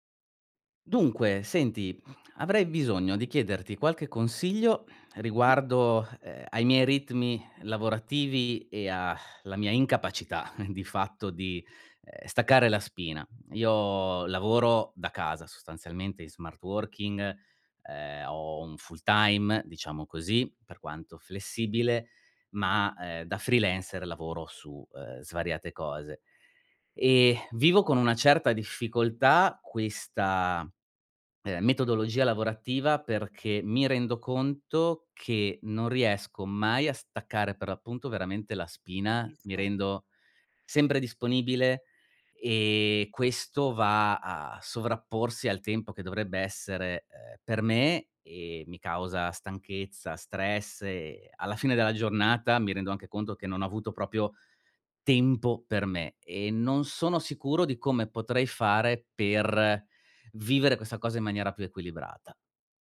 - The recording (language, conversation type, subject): Italian, advice, Come posso isolarmi mentalmente quando lavoro da casa?
- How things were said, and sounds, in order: grunt; sigh; chuckle; in English: "smart working"; in English: "full time"; in English: "freelancer"; sigh; "proprio" said as "propio"